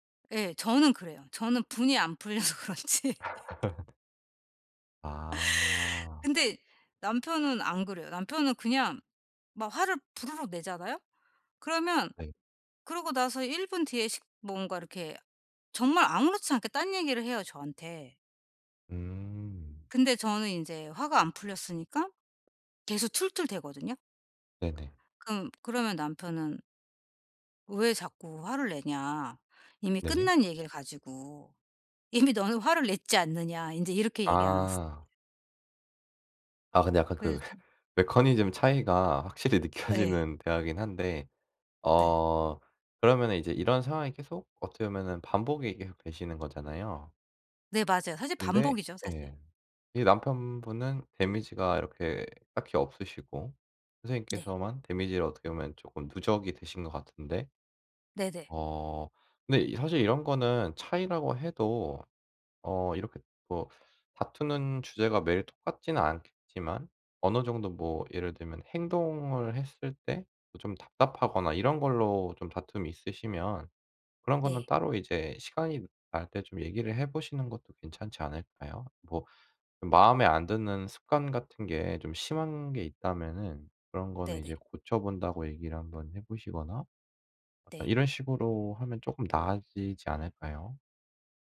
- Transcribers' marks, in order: laughing while speaking: "풀려서 그런지"; laugh; tapping; other background noise; laughing while speaking: "그"; laughing while speaking: "느껴지는"; in English: "데미지가"; in English: "데미지를"
- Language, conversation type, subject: Korean, advice, 다투는 상황에서 더 효과적으로 소통하려면 어떻게 해야 하나요?